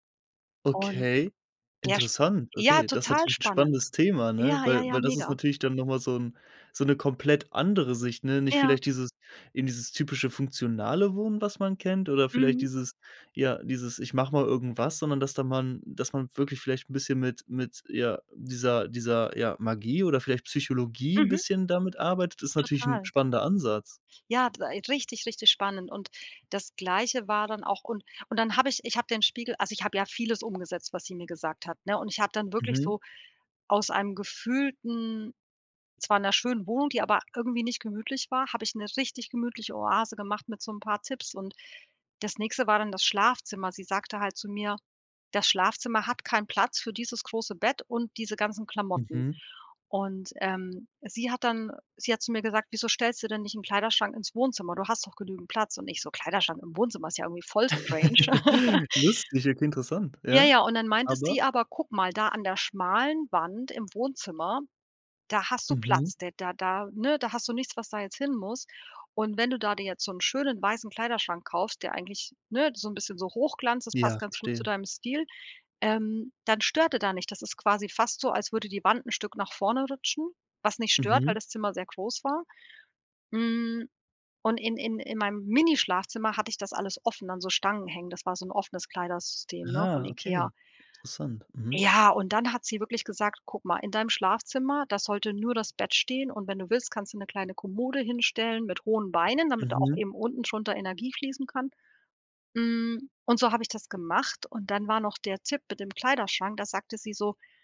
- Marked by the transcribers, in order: other background noise; chuckle; in English: "strange"; laugh
- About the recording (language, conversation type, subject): German, podcast, Was machst du, um dein Zuhause gemütlicher zu machen?